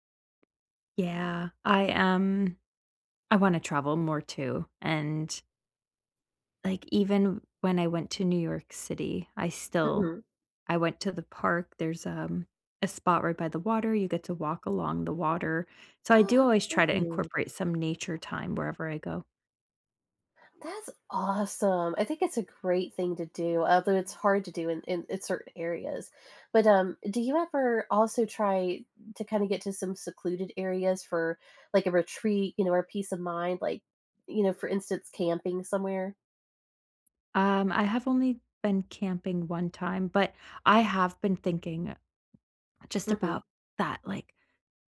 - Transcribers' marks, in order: other background noise; stressed: "awesome"
- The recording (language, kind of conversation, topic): English, unstructured, How can I use nature to improve my mental health?
- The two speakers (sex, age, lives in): female, 30-34, United States; female, 35-39, United States